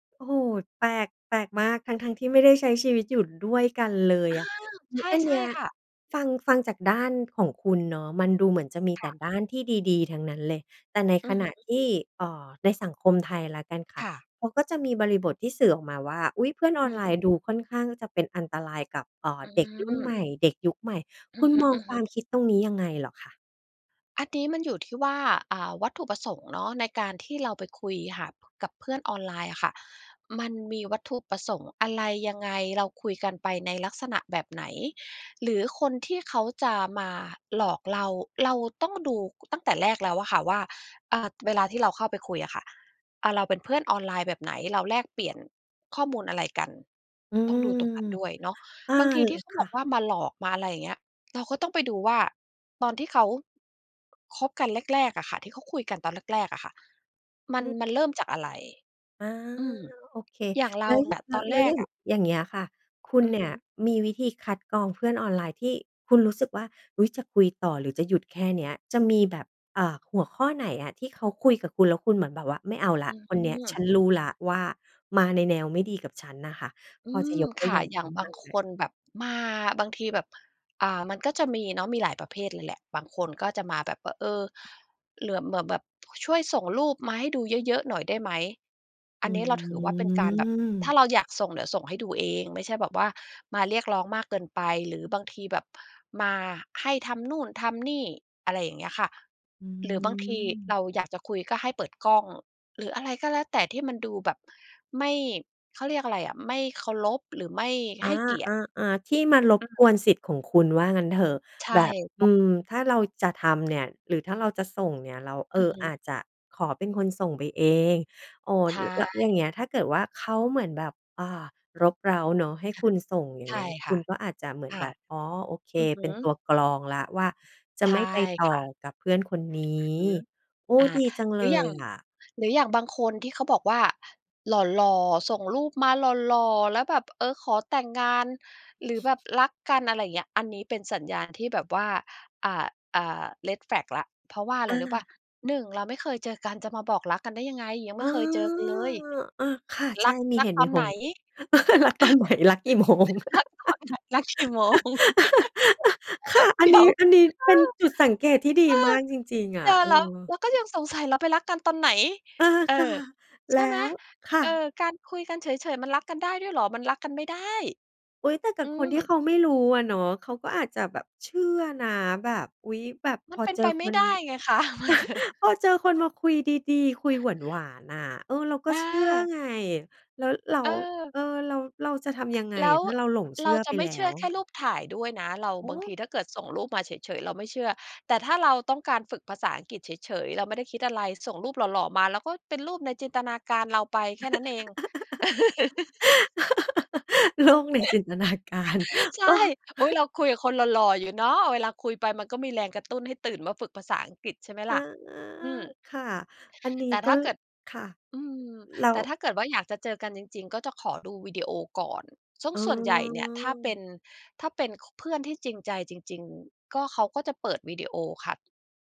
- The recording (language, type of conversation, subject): Thai, podcast, เพื่อนที่เจอตัวจริงกับเพื่อนออนไลน์ต่างกันตรงไหนสำหรับคุณ?
- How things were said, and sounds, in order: other background noise; tapping; drawn out: "อืม"; in English: "redflag"; drawn out: "อา"; laugh; laughing while speaking: "รักตอนไหน รักกี่โมง ค่ะ"; laugh; chuckle; laughing while speaking: "รักตอนไหน รักกี่โมง เดี๋ยว เออ เออ เนี่ยแล้ว"; chuckle; laughing while speaking: "ค่ะ"; chuckle; laugh; laughing while speaking: "โลกในจินตนาการ เออ"; laugh; chuckle